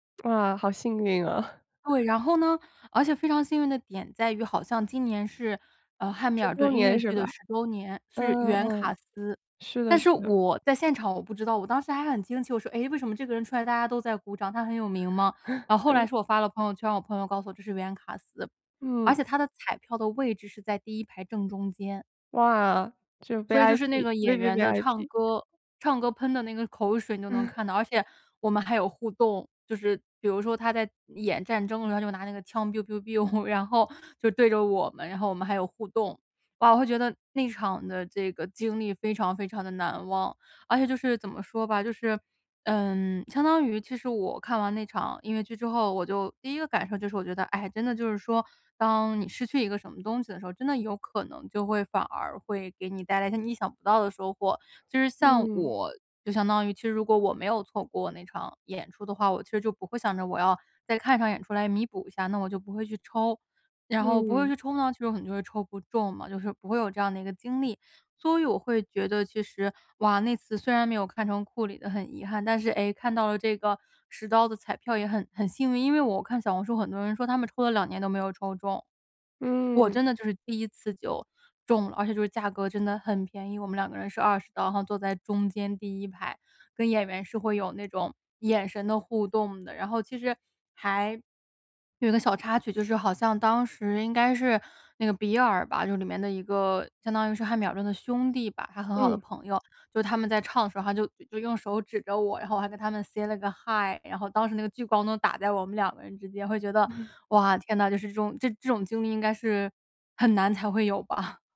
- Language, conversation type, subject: Chinese, podcast, 有没有过一次错过反而带来好运的经历？
- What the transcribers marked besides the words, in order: laugh; laugh; chuckle; chuckle; in English: "say"; laughing while speaking: "吧！"